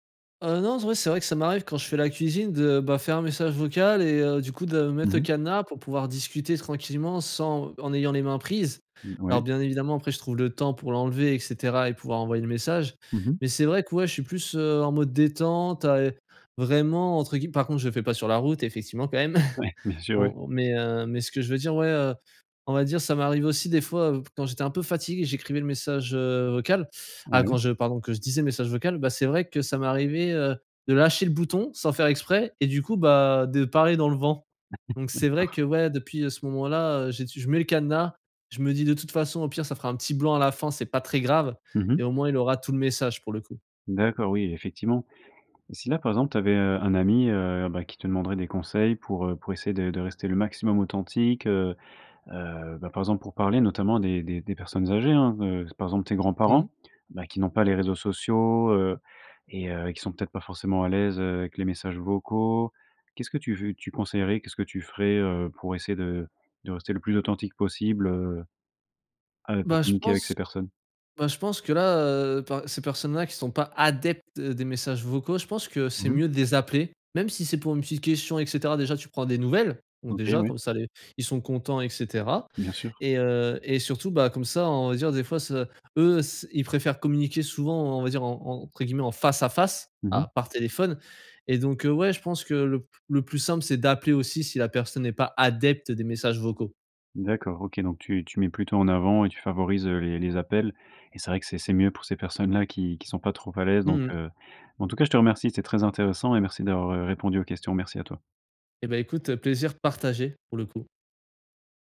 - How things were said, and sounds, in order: chuckle; other background noise; laugh; stressed: "adeptes"; stressed: "nouvelles"; stressed: "adepte"; stressed: "partagé"
- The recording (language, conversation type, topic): French, podcast, Comment les réseaux sociaux ont-ils changé ta façon de parler ?